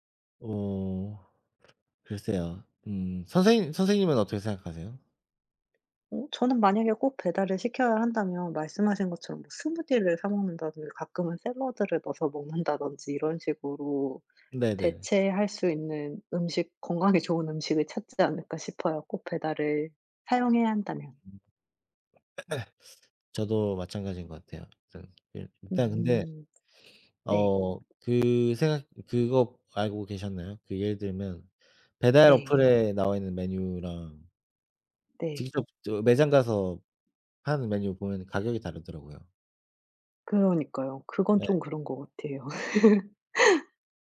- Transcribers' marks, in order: tapping; other background noise; throat clearing; unintelligible speech; chuckle
- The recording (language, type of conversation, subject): Korean, unstructured, 음식 배달 서비스를 너무 자주 이용하는 것은 문제가 될까요?